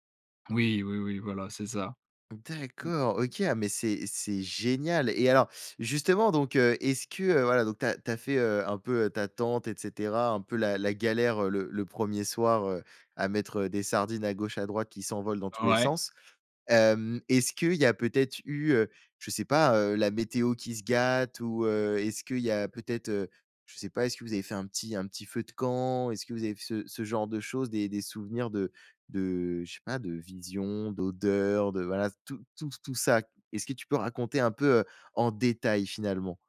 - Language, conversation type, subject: French, podcast, Quelle a été ton expérience de camping la plus mémorable ?
- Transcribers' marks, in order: stressed: "génial"; stressed: "détail"